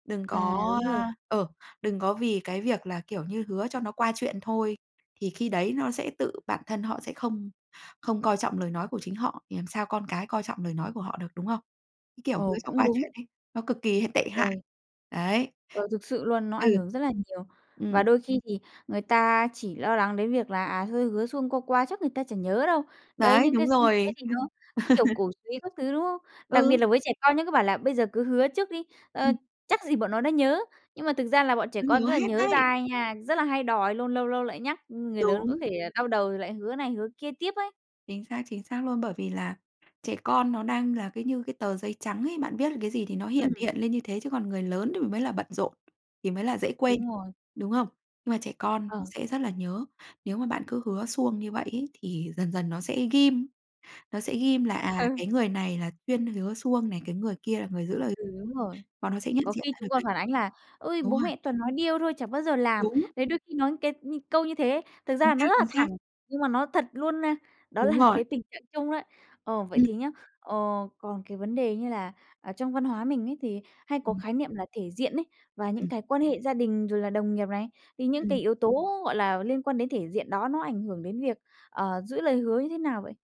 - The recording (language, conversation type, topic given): Vietnamese, podcast, Bạn làm thế nào để lời nói và hành động luôn khớp nhau?
- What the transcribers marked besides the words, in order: tapping; other background noise; laugh; laughing while speaking: "Ừ"